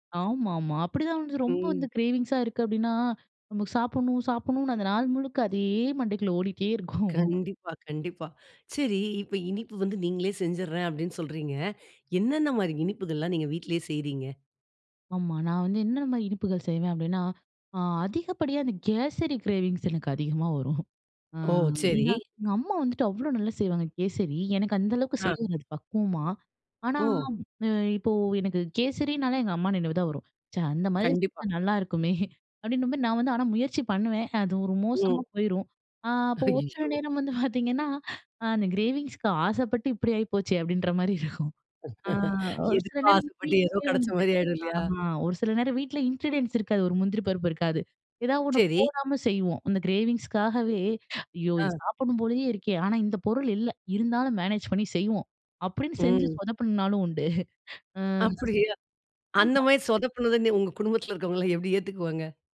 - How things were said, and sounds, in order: in English: "க்ரேவிங்ஸா"; other noise; laughing while speaking: "இருக்கும்"; in English: "கிரேவிங்ஸ்"; laughing while speaking: "வரும்"; other background noise; laughing while speaking: "நல்லாருக்குமே"; laughing while speaking: "ஐயய்யோ!"; laughing while speaking: "பாத்தீங்கன்னா"; in English: "கிரேவிங்ஸ்க்கு"; laugh; in English: "இன்கிரீடியன்ட்ஸ்"; in English: "கிரேவிங்ஸுக்காகவே"; in English: "மேனேஜ்"; chuckle
- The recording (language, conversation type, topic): Tamil, podcast, உணவுக்கான ஆசை வந்தால் அது உண்மையான பசியா இல்லையா என்பதை உடலின் அறிகுறிகளை வைத்து எப்படித் தெரிந்துகொள்வீர்கள்?